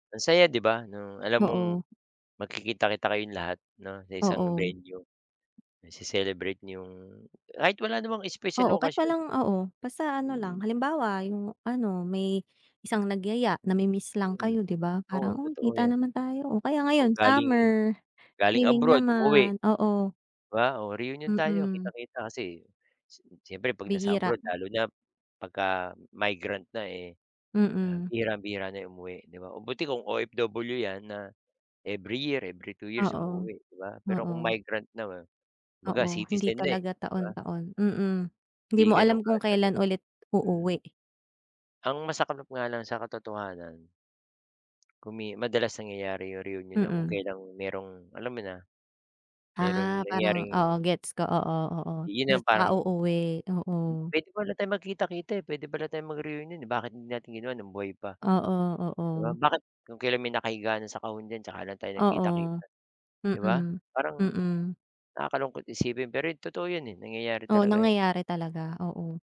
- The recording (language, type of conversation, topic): Filipino, unstructured, Ano ang mga tradisyon ng pamilya mo na mahalaga sa iyo?
- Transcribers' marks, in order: tapping; other background noise